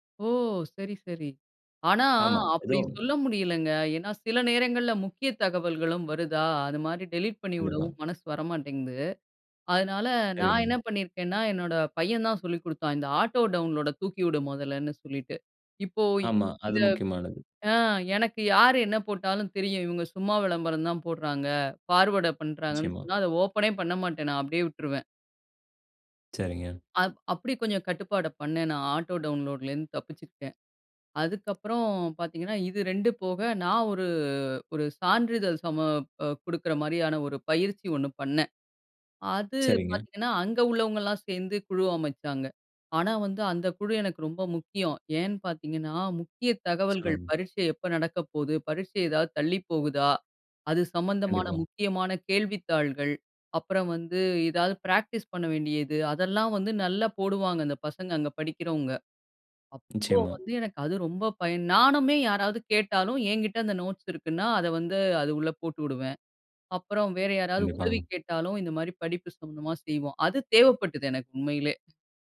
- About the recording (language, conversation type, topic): Tamil, podcast, வாட்ஸ்அப் குழுக்களை எப்படி கையாள்கிறீர்கள்?
- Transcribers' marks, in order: in English: "ஆட்டோ டவுன்லோட"; in English: "ஆட்டோ டவுன்லோட்லேந்து"; other noise; other background noise